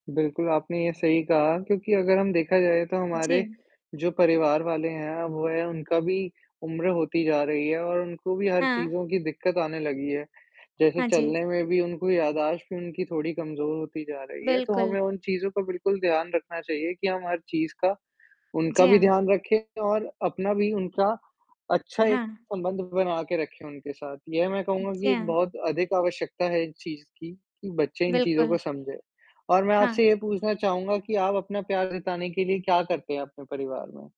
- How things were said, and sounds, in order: static; other background noise; distorted speech
- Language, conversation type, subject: Hindi, unstructured, आप अपने परिवार के प्रति प्यार कैसे जताते हैं?